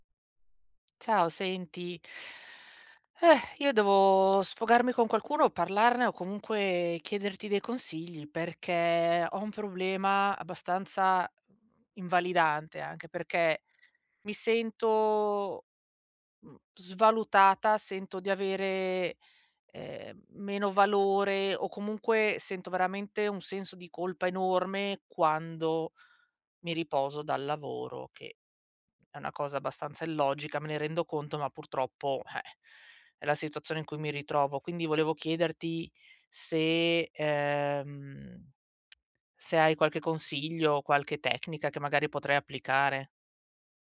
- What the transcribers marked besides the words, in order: inhale; exhale; other background noise
- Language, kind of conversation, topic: Italian, advice, Come posso riposare senza sentirmi meno valido o in colpa?